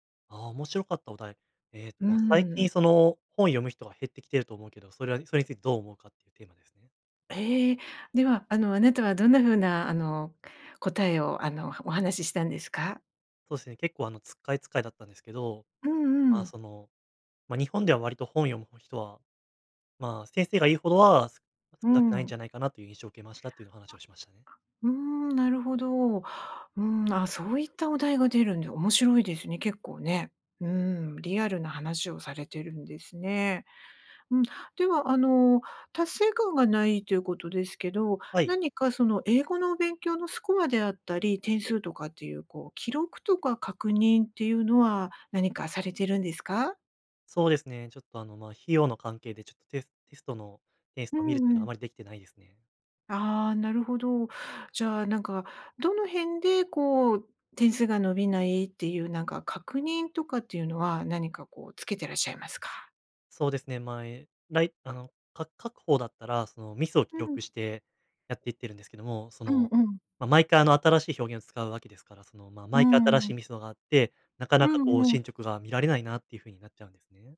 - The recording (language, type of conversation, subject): Japanese, advice, 進捗が見えず達成感を感じられない
- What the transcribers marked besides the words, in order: none